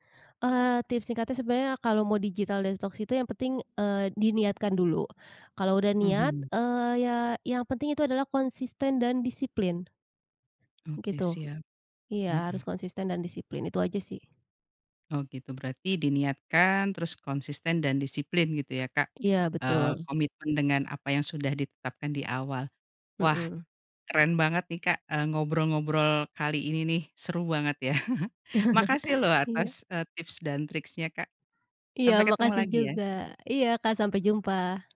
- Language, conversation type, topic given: Indonesian, podcast, Apa rutinitas puasa gawai yang pernah kamu coba?
- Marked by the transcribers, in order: "detox" said as "destox"; tapping; chuckle; laugh; "triknya" said as "triksnya"